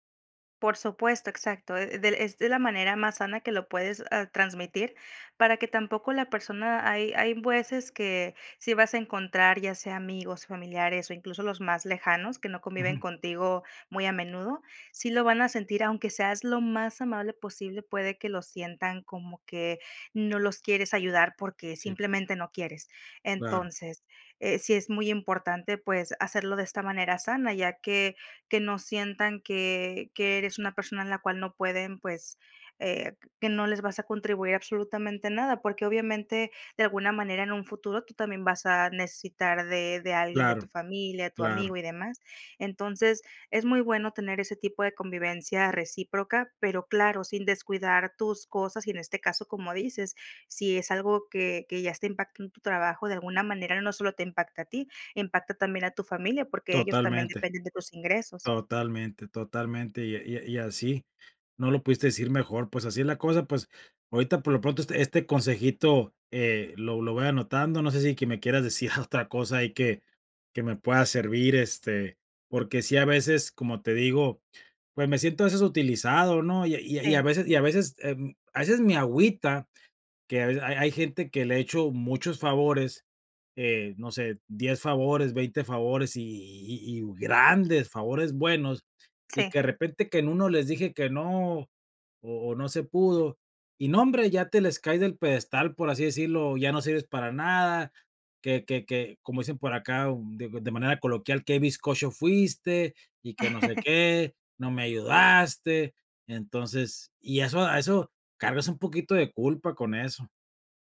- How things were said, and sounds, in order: "veces" said as "vueces"; laugh
- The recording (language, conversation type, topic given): Spanish, advice, ¿En qué situaciones te cuesta decir "no" y poner límites personales?